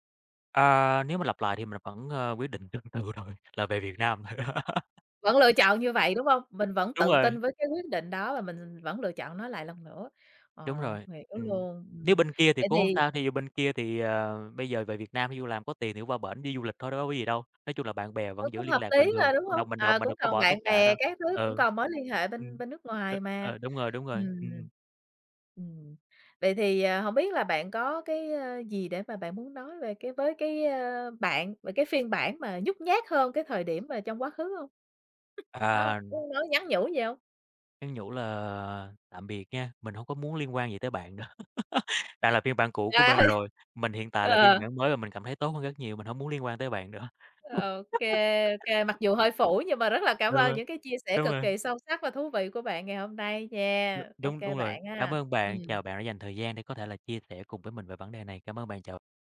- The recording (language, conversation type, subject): Vietnamese, podcast, Bạn có thể kể về lần bạn đã dũng cảm nhất không?
- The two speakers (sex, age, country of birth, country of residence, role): female, 35-39, Vietnam, Germany, host; male, 30-34, Vietnam, Vietnam, guest
- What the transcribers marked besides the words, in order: laughing while speaking: "tương tự rồi"; laugh; tapping; other background noise; chuckle; laugh; chuckle